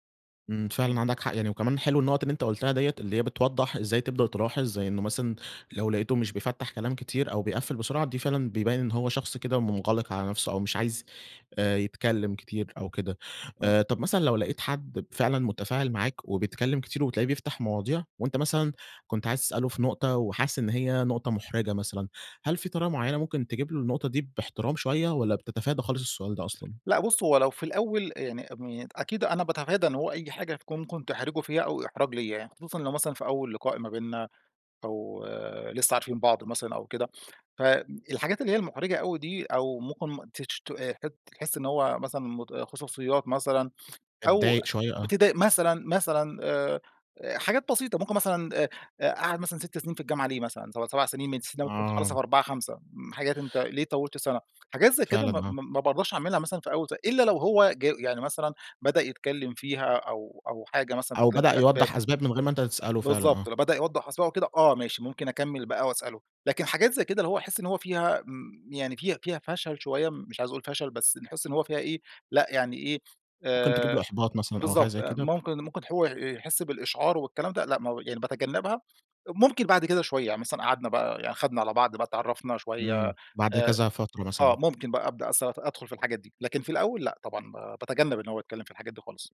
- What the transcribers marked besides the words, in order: other background noise; tapping
- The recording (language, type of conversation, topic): Arabic, podcast, إيه الأسئلة اللي ممكن تسألها عشان تعمل تواصل حقيقي؟